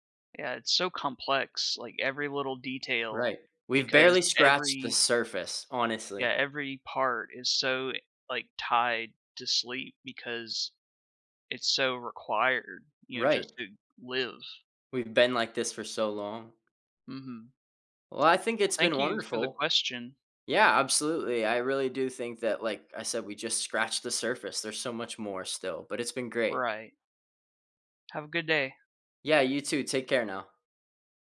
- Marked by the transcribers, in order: tapping
- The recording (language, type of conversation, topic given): English, unstructured, How would you prioritize your day without needing to sleep?